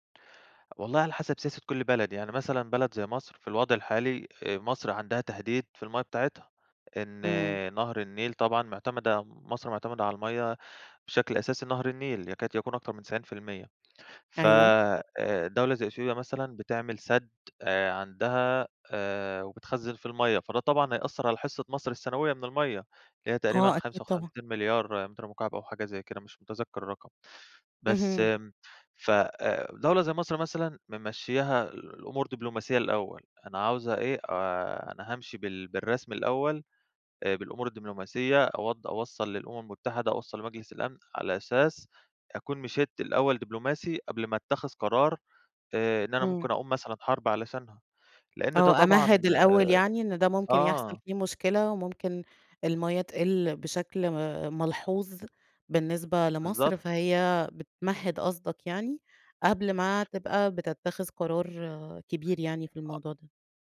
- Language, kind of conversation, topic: Arabic, podcast, ليه الميه بقت قضية كبيرة النهارده في رأيك؟
- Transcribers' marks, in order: tapping